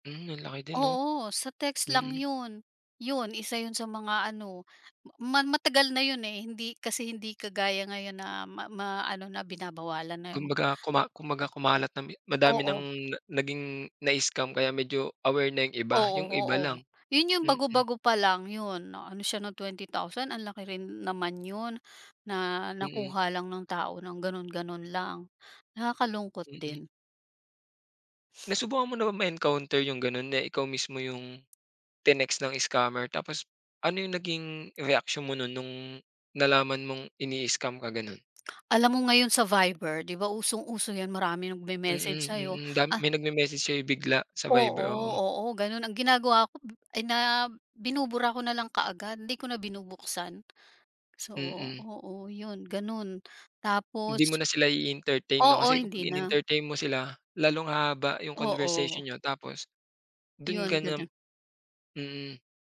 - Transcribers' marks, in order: none
- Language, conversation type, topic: Filipino, podcast, Paano mo sinusuri kung alin sa mga balitang nababasa mo sa internet ang totoo?